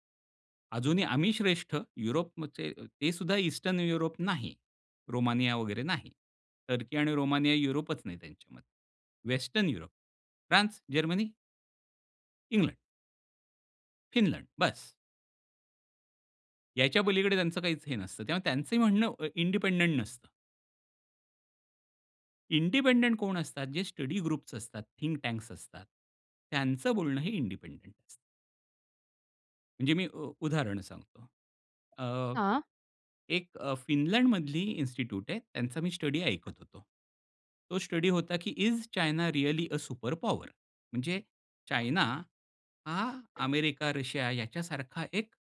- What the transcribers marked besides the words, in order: "युरोपचे" said as "युरोपमचे"; in English: "ईस्टर्न"; in English: "वेस्टर्न"; in English: "इंडिपेंडेंट"; in English: "इंडिपेंडेंट"; in English: "ग्रुप्स"; in English: "थिंक"; in English: "इंडिपेंडेंट"; other background noise; in English: "इंस्टीट्यूट"; tapping; in English: "इज चायना रीयालि अ, सुपर पॉवर?"
- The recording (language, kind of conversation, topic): Marathi, podcast, निवडून सादर केलेल्या माहितीस आपण विश्वासार्ह कसे मानतो?